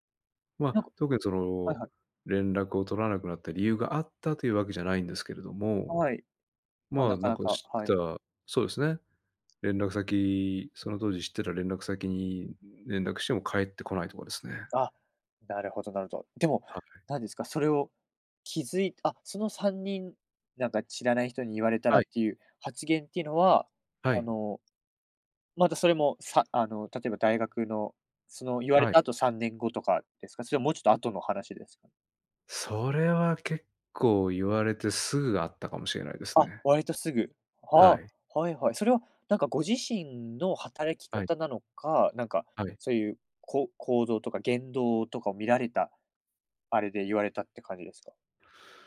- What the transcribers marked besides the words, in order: tapping
- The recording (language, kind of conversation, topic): Japanese, podcast, 誰かの一言で人生が変わった経験はありますか？